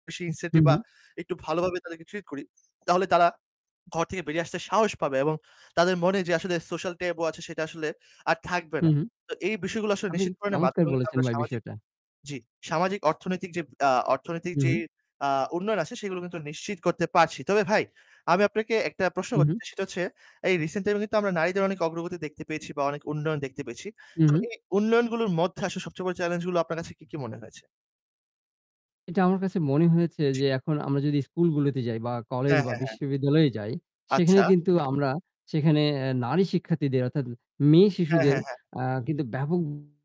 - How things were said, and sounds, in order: in English: "incentive"; bird; in English: "social taboo"; distorted speech; tapping
- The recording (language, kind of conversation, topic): Bengali, unstructured, নারীর ক্ষমতায়নের অগ্রগতি সম্পর্কে আপনার কী মতামত?